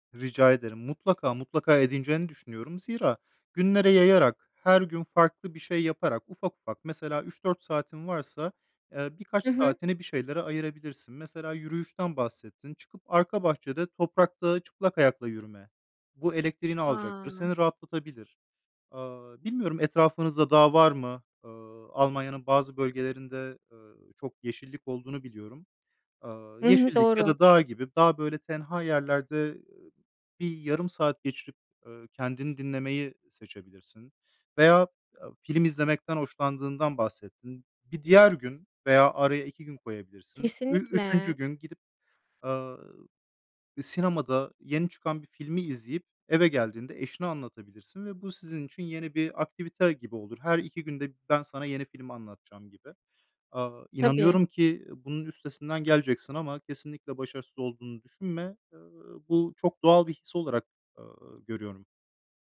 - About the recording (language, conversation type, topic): Turkish, advice, Boş zamanlarınızı değerlendiremediğinizde kendinizi amaçsız hissediyor musunuz?
- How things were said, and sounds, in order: other background noise